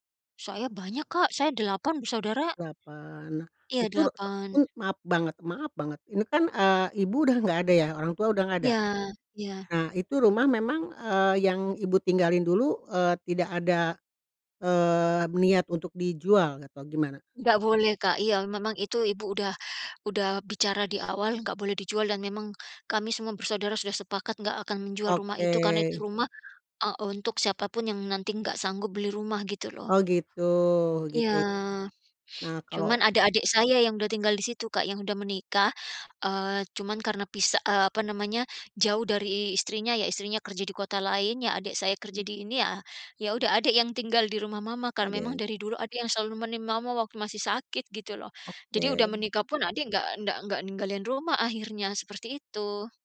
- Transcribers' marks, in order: none
- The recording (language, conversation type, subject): Indonesian, advice, Apa saja kendala yang Anda hadapi saat menabung untuk tujuan besar seperti membeli rumah atau membiayai pendidikan anak?